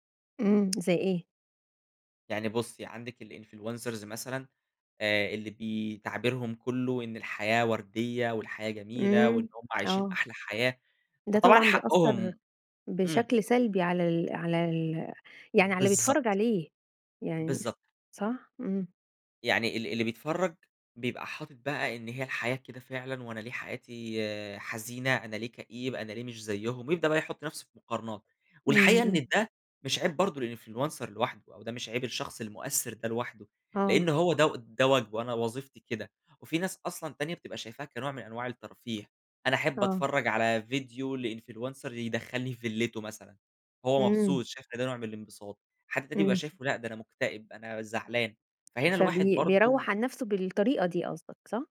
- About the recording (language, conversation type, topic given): Arabic, podcast, إيه رأيك في ثقافة المؤثرين والترندات؟
- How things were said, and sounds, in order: in English: "الinfluencers"; tapping; in English: "الinfluencer"; in English: "لinfluencer"